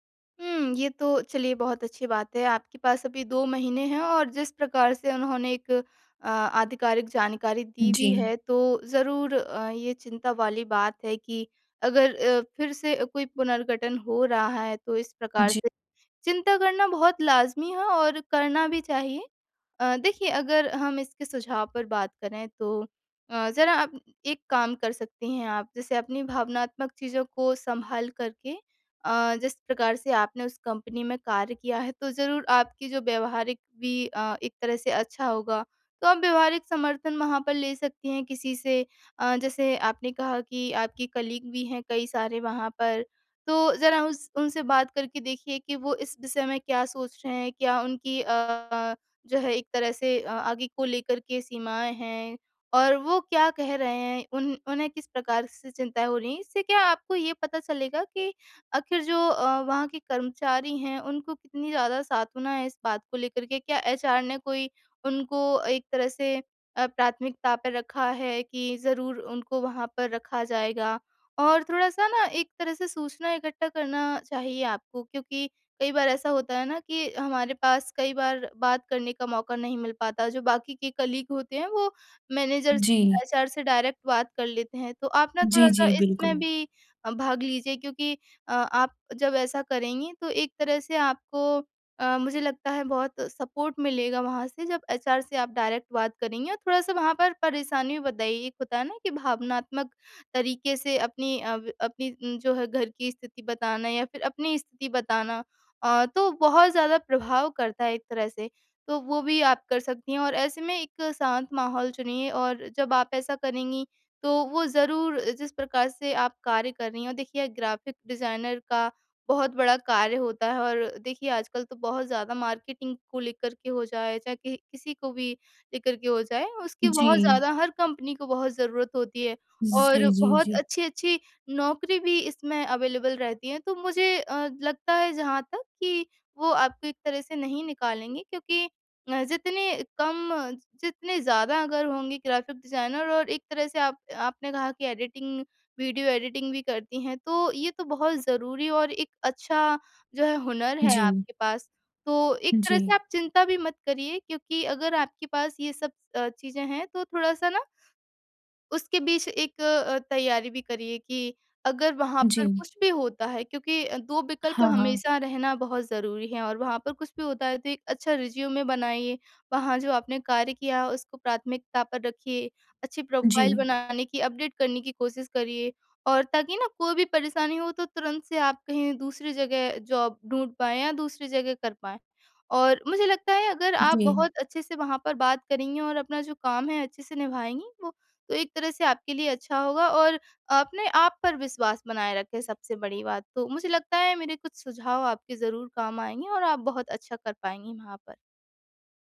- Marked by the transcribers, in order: in English: "कलीग"; in English: "कलीग"; in English: "मैनेजर"; in English: "डायरेक्ट"; in English: "सपोर्ट"; in English: "डायरेक्ट"; in English: "मार्केटिंग"; background speech; in English: "अवेलेबल"; in English: "एडिटिंग"; in English: "एडिटिंग"; in English: "रिज़्यूमे"; in English: "प्रोफ़ाइल"; in English: "अपडेट"; in English: "जॉब"
- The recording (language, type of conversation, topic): Hindi, advice, कंपनी में पुनर्गठन के चलते क्या आपको अपनी नौकरी को लेकर अनिश्चितता महसूस हो रही है?